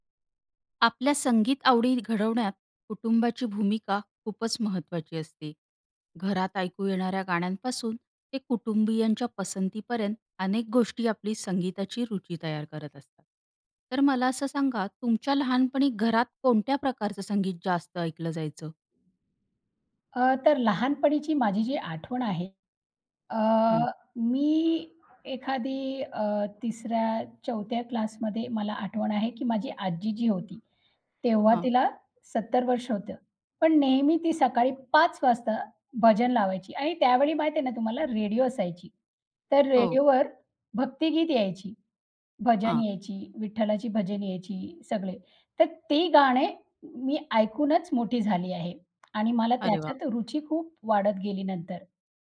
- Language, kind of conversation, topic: Marathi, podcast, तुमच्या संगीताच्या आवडीवर कुटुंबाचा किती आणि कसा प्रभाव पडतो?
- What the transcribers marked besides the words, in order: none